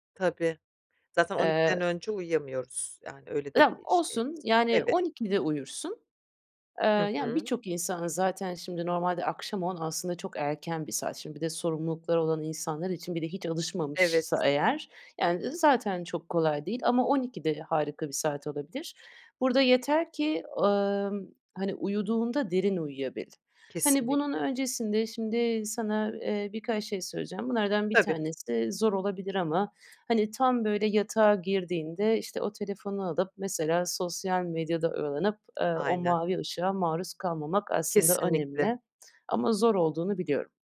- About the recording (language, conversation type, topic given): Turkish, advice, Tutarlı bir uyku programını nasıl oluşturabilirim ve her gece aynı saatte uyumaya nasıl alışabilirim?
- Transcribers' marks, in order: other background noise; unintelligible speech